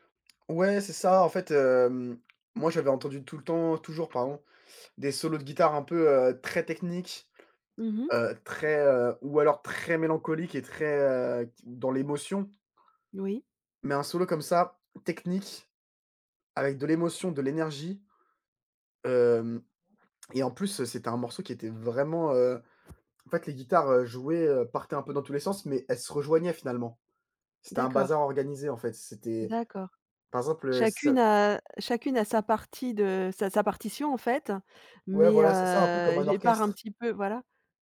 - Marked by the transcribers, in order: stressed: "très"; stressed: "très"; other background noise
- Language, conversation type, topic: French, podcast, Quel morceau te donne à coup sûr la chair de poule ?